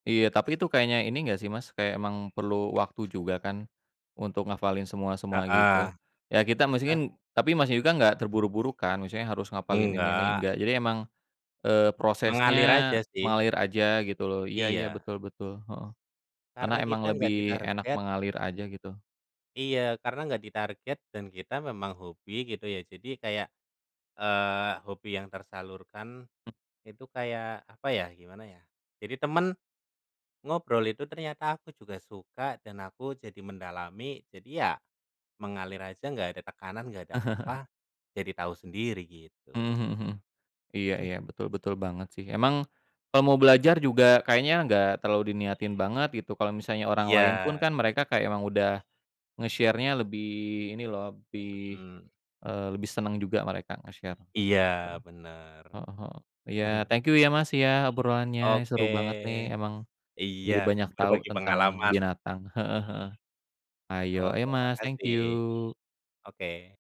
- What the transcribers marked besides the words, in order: other background noise; tapping; chuckle; chuckle; bird; in English: "nge-share-nya"; in English: "nge-share"
- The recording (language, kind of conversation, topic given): Indonesian, unstructured, Apa hal yang paling menyenangkan menurutmu saat berkebun?